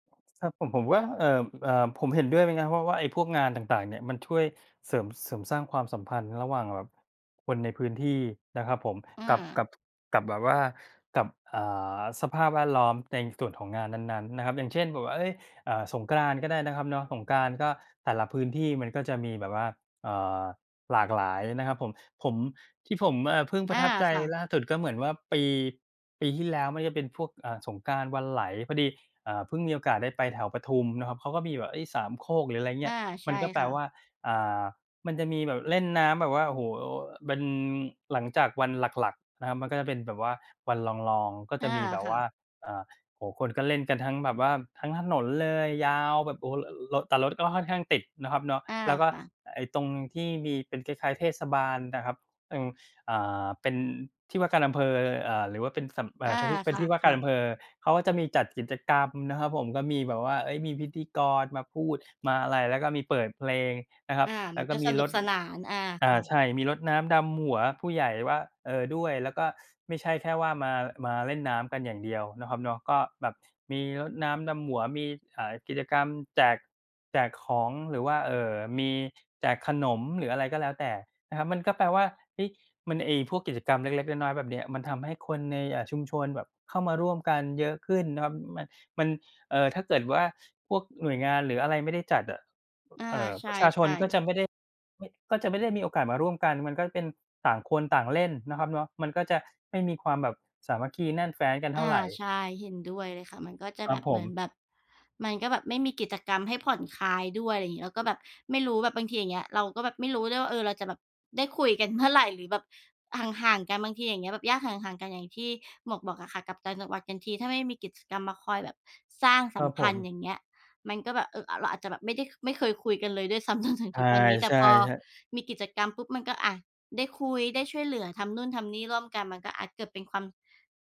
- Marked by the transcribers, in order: laughing while speaking: "ด้วยซ้ำจนถึงทุกวันนี้"
- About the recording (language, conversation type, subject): Thai, unstructured, ทำไมการมีงานวัดหรืองานชุมชนถึงทำให้คนมีความสุข?